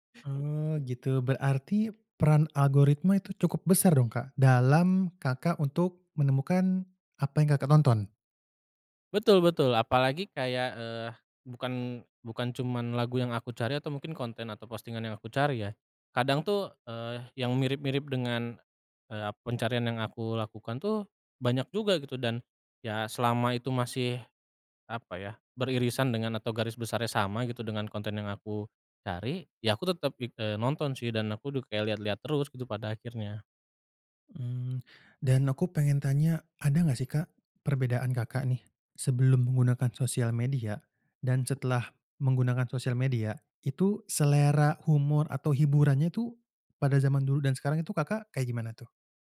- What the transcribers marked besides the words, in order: tapping
- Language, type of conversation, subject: Indonesian, podcast, Bagaimana pengaruh media sosial terhadap selera hiburan kita?